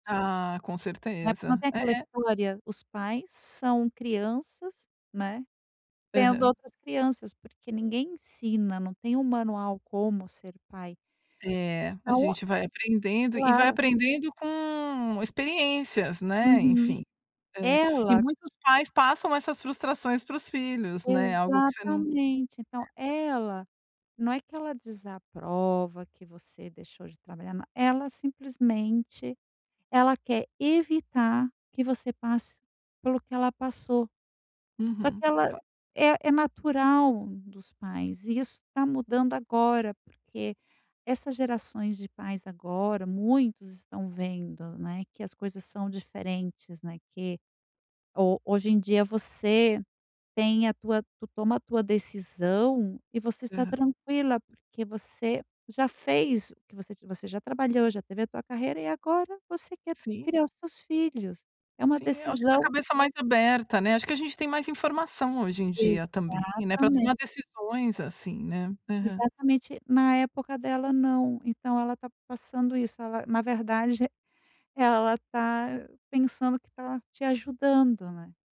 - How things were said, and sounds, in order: drawn out: "com"
- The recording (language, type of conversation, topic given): Portuguese, advice, Como você se sentiu quando seus pais desaprovaram suas decisões de carreira?